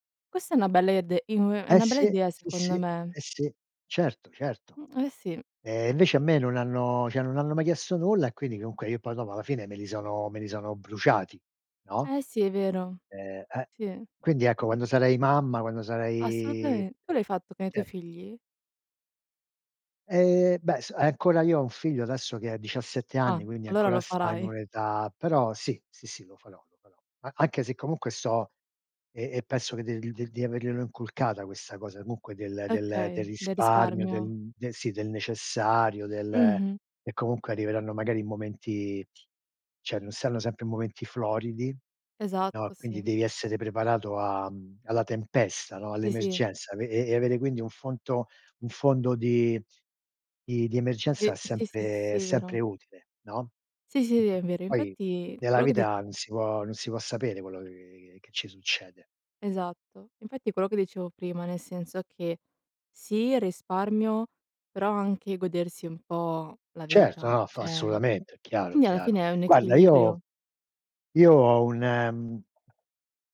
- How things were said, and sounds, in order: "cioè" said as "ceh"; "cioè" said as "ceh"; "cioè" said as "ceh"; "cioè" said as "ceh"
- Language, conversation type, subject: Italian, unstructured, Come scegli tra risparmiare e goderti subito il denaro?